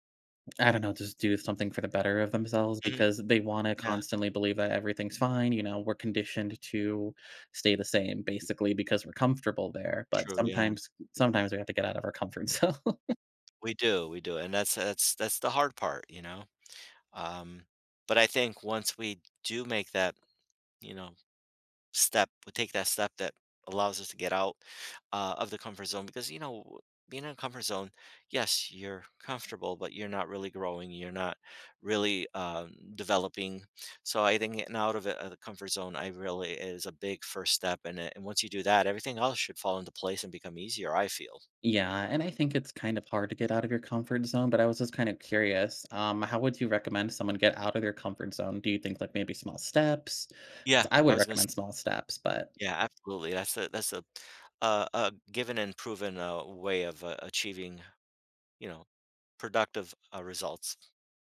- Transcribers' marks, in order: laughing while speaking: "zone"; tapping
- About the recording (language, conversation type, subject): English, unstructured, How can I stay connected when someone I care about changes?